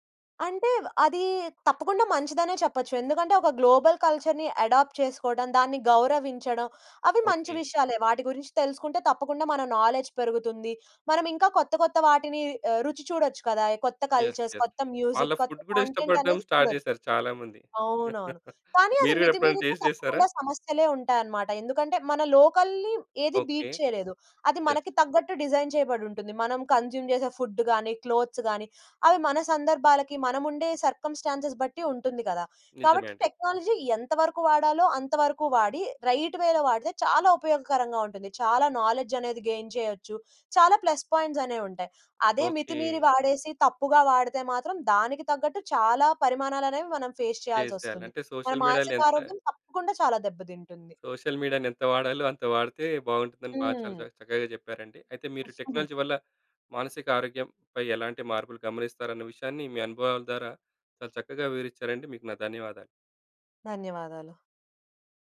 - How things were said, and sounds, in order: in English: "గ్లోబల్ కల్చర్‌ని ఎడాప్ట్"; in English: "నౌలెడ్జ్"; in English: "యస్! యస్!"; in English: "కల్చర్స్"; in English: "మ్యూజిక్"; in English: "ఫుడ్"; in English: "కంటెంట్"; in English: "స్టార్ట్"; giggle; in English: "టేస్ట్"; in English: "లోకల్‌ని"; in English: "బీట్"; in English: "యస్!"; in English: "డిజైన్"; in English: "కన్జ్యూమ్"; in English: "ఫుడ్"; in English: "క్లోత్స్"; in English: "సర్కమ్‌స్టాన్సెస్"; in English: "టెక్నాలజీ"; in English: "రైట్‌వేలో"; in English: "నౌలెడ్జ్"; in English: "గెయిన్"; in English: "ప్లస్ పాయింట్స్"; in English: "ఫేస్"; in English: "ఫేస్"; in English: "సోషల్ మీడియాలో"; in English: "సోషల్ మీడియాని"; chuckle; in English: "టెక్నాలజీ"
- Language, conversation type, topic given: Telugu, podcast, టెక్నాలజీ వాడకం మీ మానసిక ఆరోగ్యంపై ఎలాంటి మార్పులు తెస్తుందని మీరు గమనించారు?